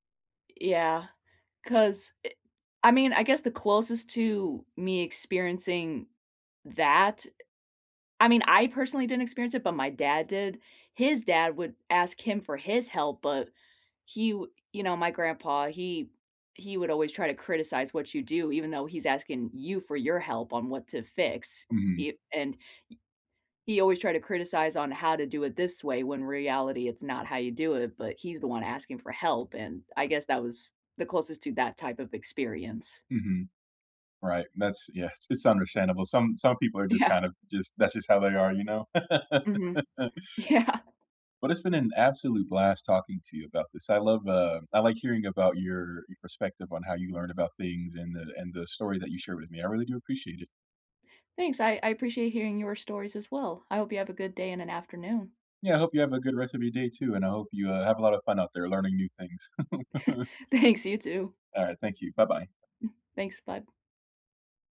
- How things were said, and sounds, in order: tapping; laughing while speaking: "Yeah"; laugh; laughing while speaking: "yeah"; chuckle; laughing while speaking: "Thanks"; chuckle
- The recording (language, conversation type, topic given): English, unstructured, What is your favorite way to learn new things?
- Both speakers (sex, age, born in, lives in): female, 25-29, United States, United States; male, 25-29, United States, United States